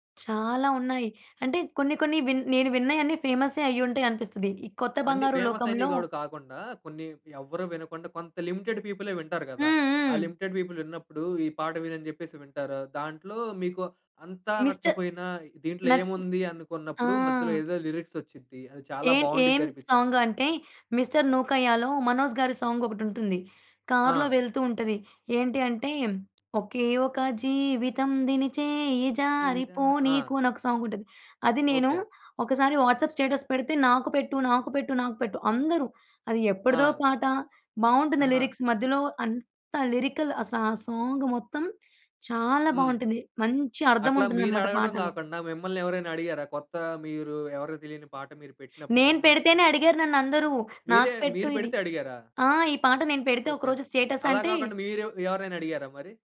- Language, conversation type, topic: Telugu, podcast, మీ జీవితానికి నేపథ్య సంగీతంలా మీకు మొదటగా గుర్తుండిపోయిన పాట ఏది?
- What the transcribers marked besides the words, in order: in English: "ఫేమస్"; in English: "లిమిటెడ్"; in English: "లిమిటెడ్ పీపుల్"; other background noise; in English: "లిరిక్స్"; in English: "సాంగ్"; in English: "సాంగ్"; in English: "కార్‌లో"; singing: "ఒకే ఒక జీవితం దినిచేయి జారి పోనీకు!"; in English: "సాంగ్"; in English: "వాట్సాప్ స్టేటస్"; in English: "లిరిక్స్"; in English: "లిరికల్"; in English: "సాంగ్"; in English: "స్టేటస్"